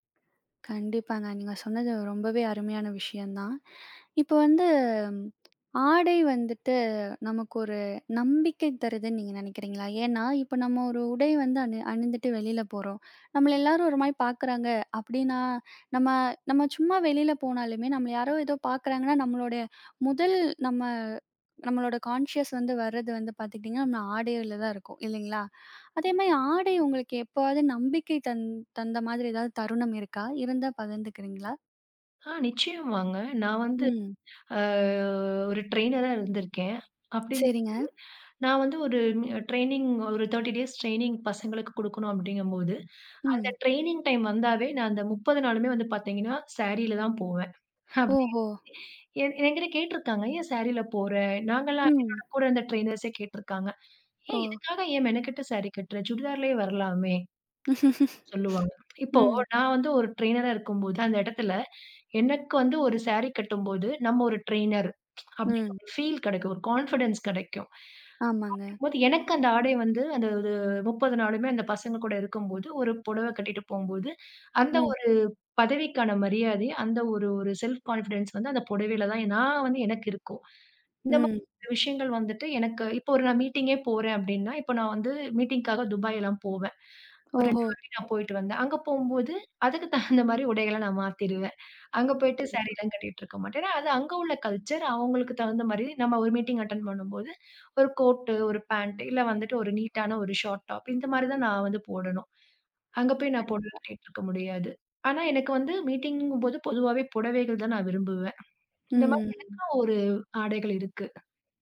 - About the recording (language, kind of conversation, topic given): Tamil, podcast, உங்கள் ஆடைகள் உங்கள் தன்னம்பிக்கையை எப்படிப் பாதிக்கிறது என்று நீங்கள் நினைக்கிறீர்களா?
- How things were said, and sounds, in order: tapping; in English: "கான்ஷியஸ்"; other noise; drawn out: "அ"; in English: "ட்ரெயினரா"; in English: "ட்ரெய்னிங்"; in English: "தேர்ட்டி டேஸ் ட்ரெய்னிங்"; in English: "ட்ரெயினிங் டைம்"; in English: "ட்ரெய்னர்ஸே"; in English: "ட்ரெய்னரா"; laugh; in English: "கான்ஃபிடன்ஸ்"; in English: "செல்ஃப் கான்ஃபிடென்ஸ்"; chuckle; other background noise; in English: "கல்ச்சர்"; in English: "மீட்டிங் அட்டெண்ட்"